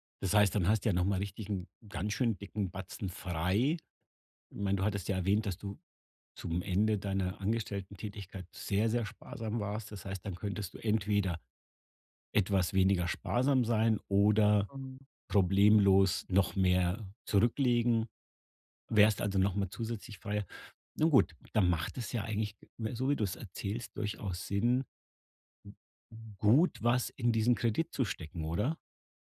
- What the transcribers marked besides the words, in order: stressed: "sehr"; other background noise
- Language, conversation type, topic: German, advice, Wie kann ich in der frühen Gründungsphase meine Liquidität und Ausgabenplanung so steuern, dass ich das Risiko gering halte?